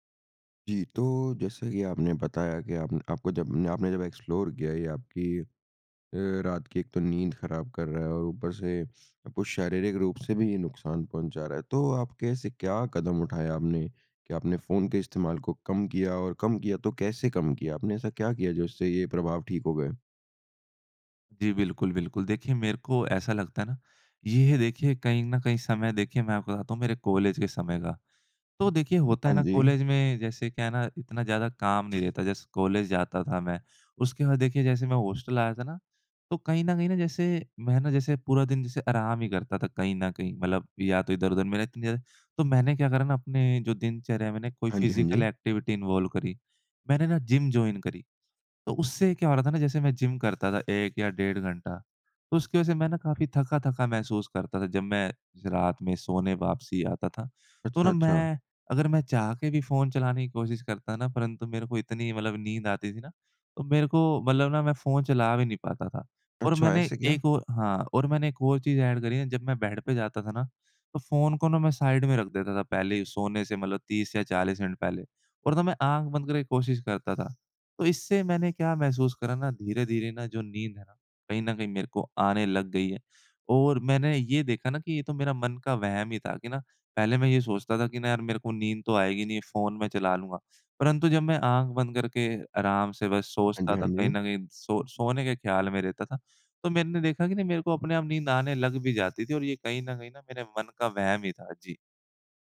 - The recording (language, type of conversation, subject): Hindi, podcast, रात को फोन इस्तेमाल करने का आपकी नींद पर क्या असर होता है?
- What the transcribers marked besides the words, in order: in English: "एक्सप्लोर"; tapping; in English: "हॉस्टल"; unintelligible speech; in English: "फिज़िकल एक्टिविटी इन्वॉल्व"; in English: "जॉइन"; in English: "ऐड"